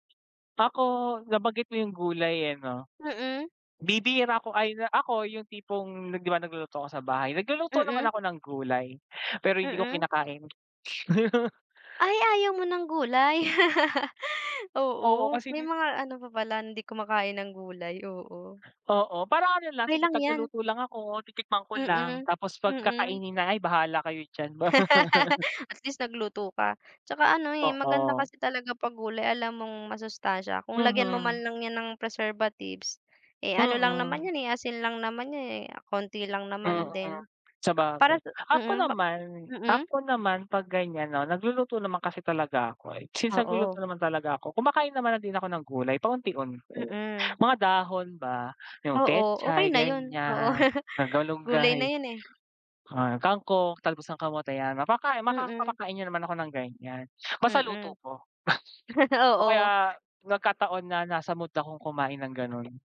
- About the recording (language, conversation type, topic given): Filipino, unstructured, Ano ang palagay mo sa labis na paggamit ng pang-imbak sa pagkain?
- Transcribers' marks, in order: other noise; laugh; laugh; laugh; in English: "preservatives"; laugh; chuckle